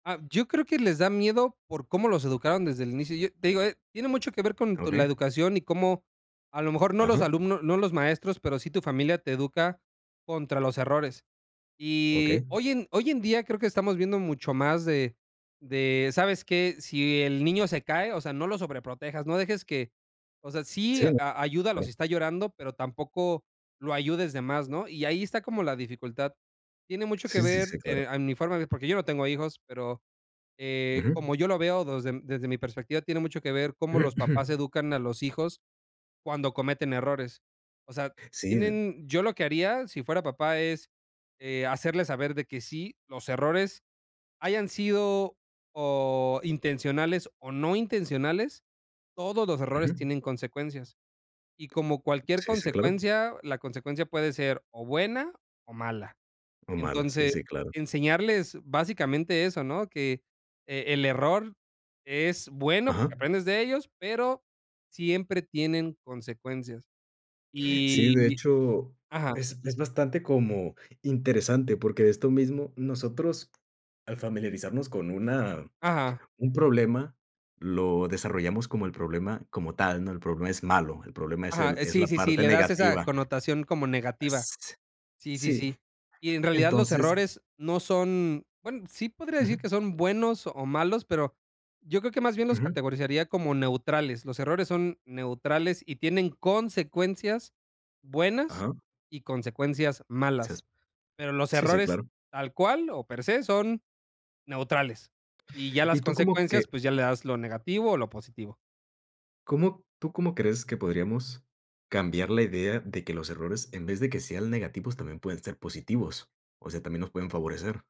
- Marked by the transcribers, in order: other noise; cough; tapping; unintelligible speech
- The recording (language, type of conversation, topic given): Spanish, podcast, ¿Qué importancia tienen los errores en el aprendizaje?